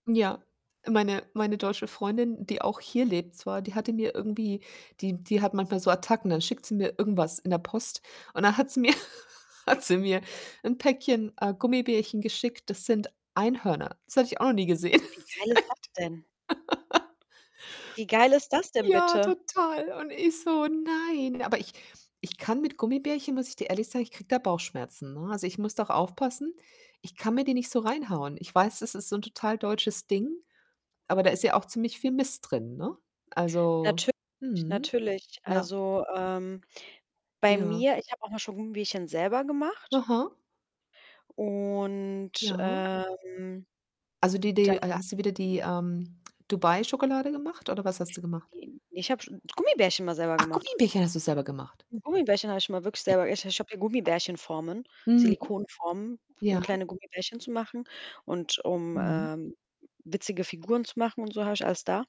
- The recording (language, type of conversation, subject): German, unstructured, Was magst du lieber: Schokolade oder Gummibärchen?
- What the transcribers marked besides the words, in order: laugh; distorted speech; laugh; unintelligible speech; laughing while speaking: "echt"; laugh; joyful: "Ja, total. Und ich so"; other background noise; unintelligible speech